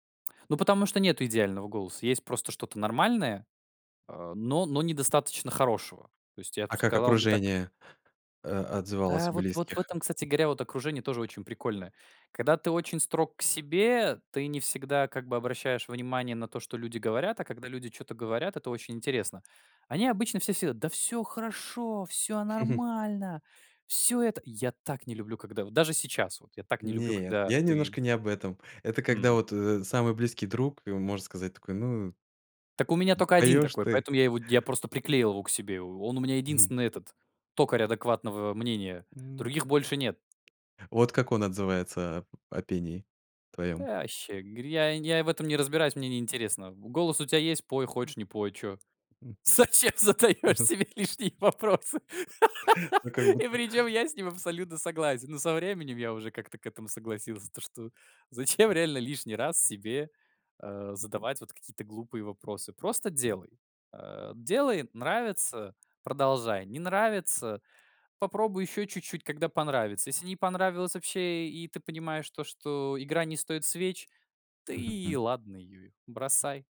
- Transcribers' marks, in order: chuckle; other background noise; tapping; other noise; chuckle; laughing while speaking: "Зачем задаешь себе лишние вопросы?"; laugh; laughing while speaking: "зачем"
- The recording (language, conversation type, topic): Russian, podcast, Что помогло тебе отказаться от перфекционизма?